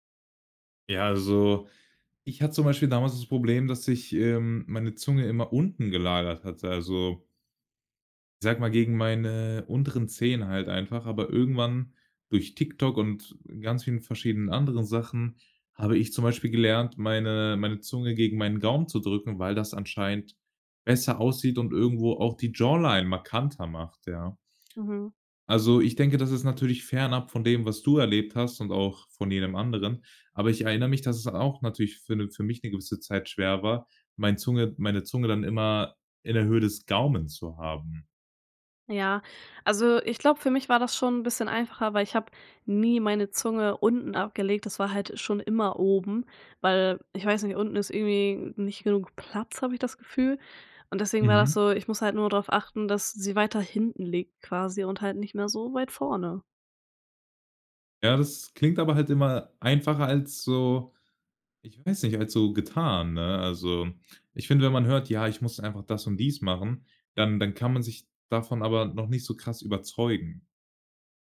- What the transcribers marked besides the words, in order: none
- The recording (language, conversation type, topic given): German, podcast, Kannst du von einer Situation erzählen, in der du etwas verlernen musstest?